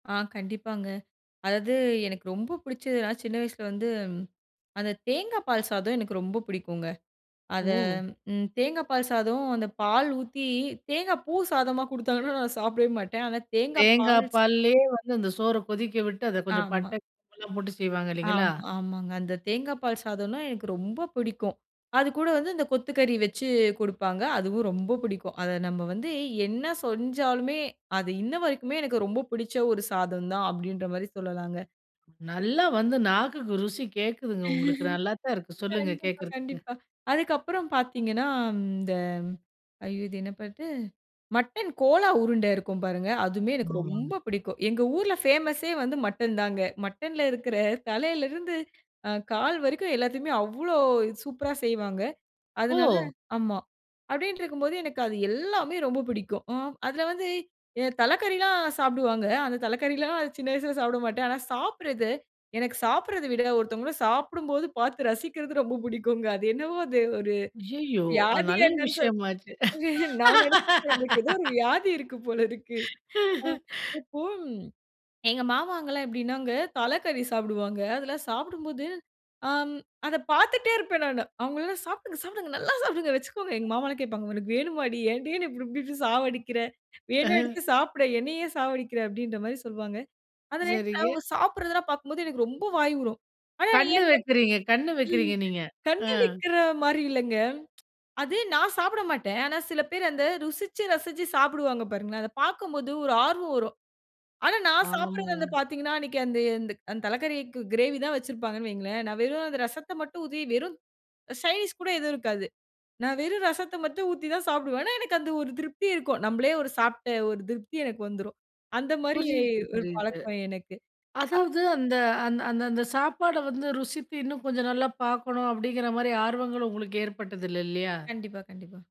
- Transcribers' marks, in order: other background noise; "செஞ்சாலுமே" said as "சொஞ்சாலுமே"; chuckle; unintelligible speech; chuckle; laugh; unintelligible speech
- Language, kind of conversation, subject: Tamil, podcast, சிறுவயதில் உங்களுக்கு மிகவும் பிடித்த உணவு எது?